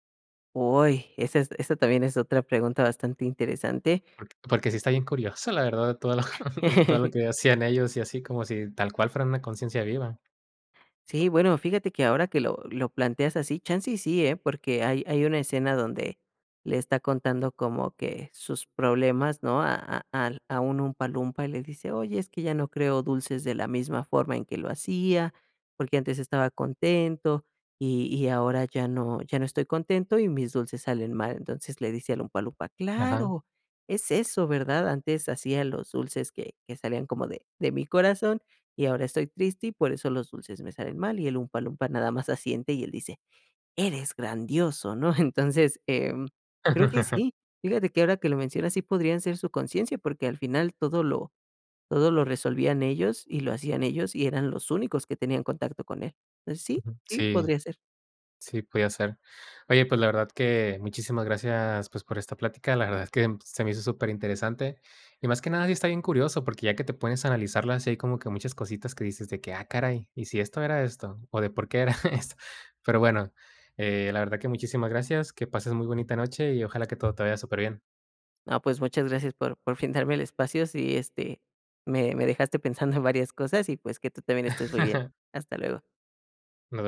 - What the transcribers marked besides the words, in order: other background noise; chuckle; giggle; put-on voice: "Eres grandioso, ¿no?"; chuckle; giggle; laugh
- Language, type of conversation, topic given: Spanish, podcast, ¿Qué película te marcó de joven y por qué?